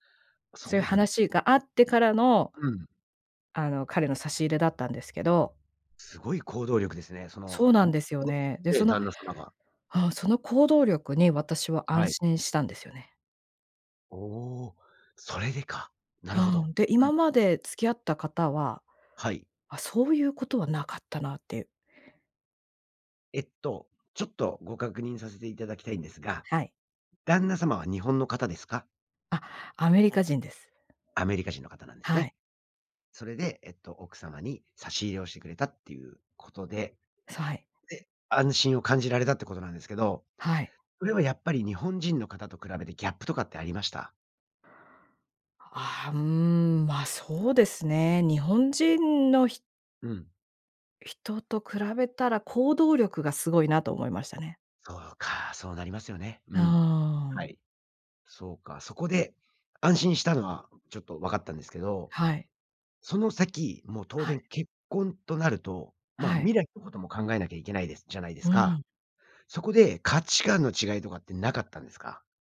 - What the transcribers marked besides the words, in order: none
- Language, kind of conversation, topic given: Japanese, podcast, 結婚や同棲を決めるとき、何を基準に判断しましたか？